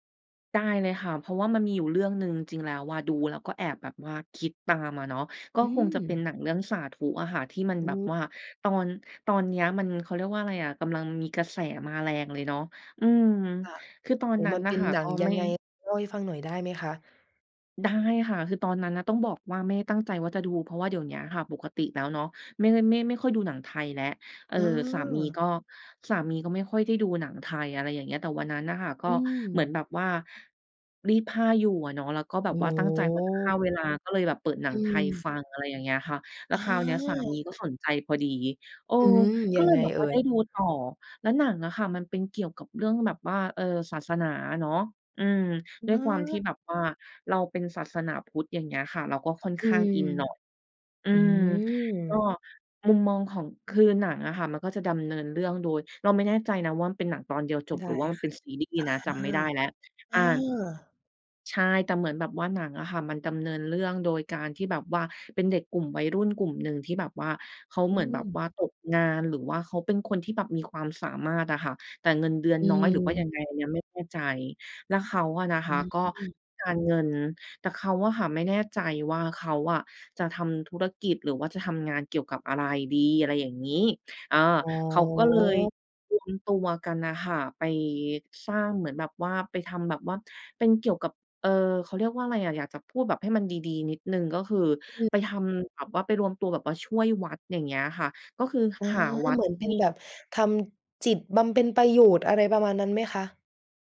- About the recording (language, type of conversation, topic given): Thai, podcast, คุณช่วยเล่าให้ฟังหน่อยได้ไหมว่ามีหนังเรื่องไหนที่ทำให้มุมมองชีวิตของคุณเปลี่ยนไป?
- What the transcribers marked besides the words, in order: none